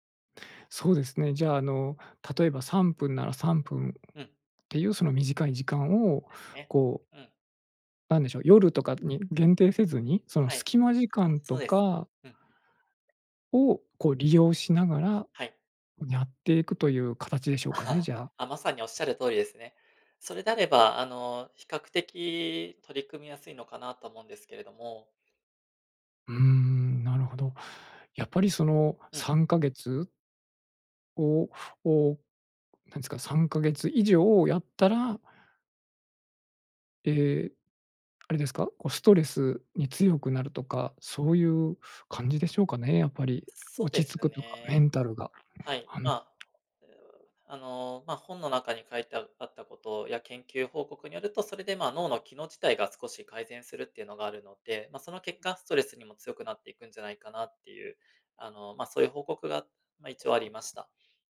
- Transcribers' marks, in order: laugh; other noise
- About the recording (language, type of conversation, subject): Japanese, advice, ストレス対処のための瞑想が続けられないのはなぜですか？